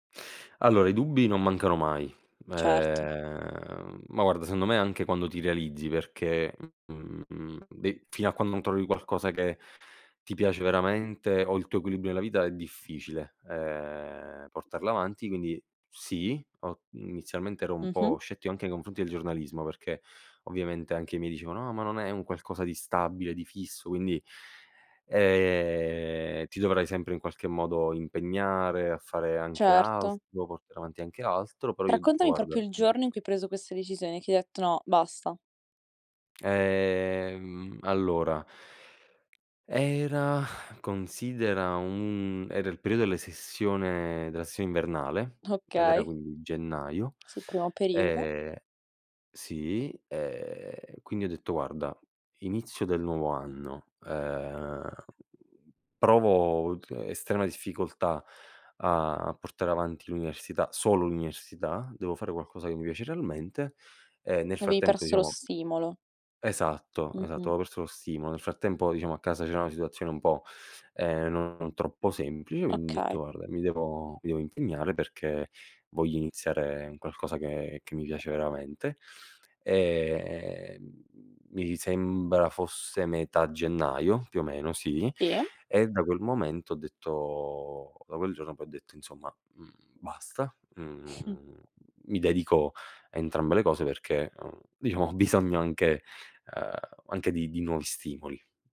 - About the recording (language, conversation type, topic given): Italian, podcast, Qual è stata una piccola scelta che ti ha cambiato la vita?
- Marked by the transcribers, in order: other background noise; "scettico" said as "scettio"; "proprio" said as "propio"; tsk; tapping; exhale; laughing while speaking: "Okay"; "quindi" said as "uindi"; snort; laughing while speaking: "bisogno anche"